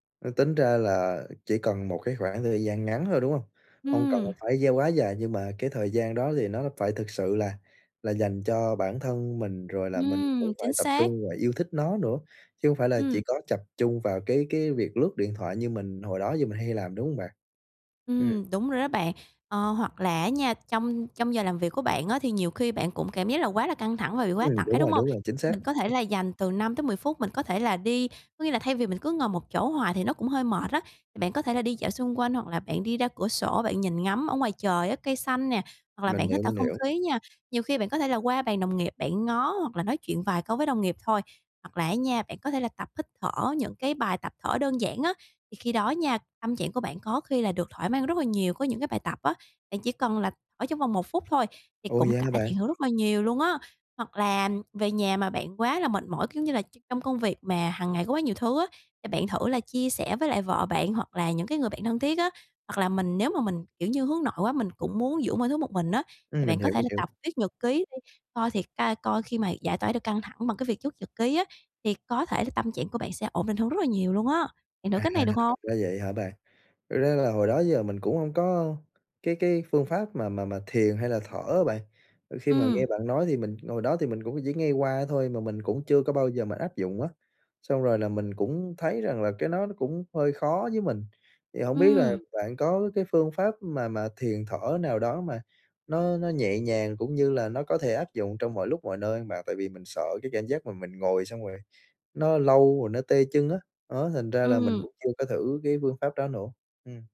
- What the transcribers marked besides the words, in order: tapping; other background noise; unintelligible speech
- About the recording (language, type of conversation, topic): Vietnamese, advice, Làm sao để dành thời gian nghỉ ngơi cho bản thân mỗi ngày?